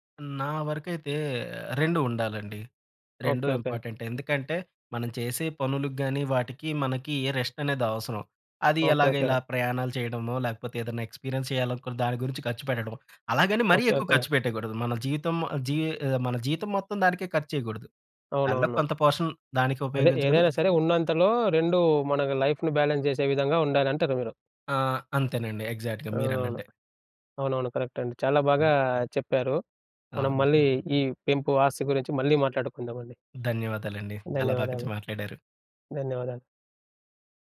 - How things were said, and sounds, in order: in English: "ఇంపార్టెంట్"; in English: "ఎక్స్‌పీరియన్స్"; in English: "పోర్షన్"; in English: "లైఫ్‌ని బ్యాలెన్స్"; in English: "ఎగ్జాక్ట్‌గా"; in English: "కరెక్ట్"
- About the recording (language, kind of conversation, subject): Telugu, podcast, ప్రయాణాలు, కొత్త అనుభవాల కోసం ఖర్చు చేయడమా లేదా ఆస్తి పెంపుకు ఖర్చు చేయడమా—మీకు ఏది ఎక్కువ ముఖ్యమైంది?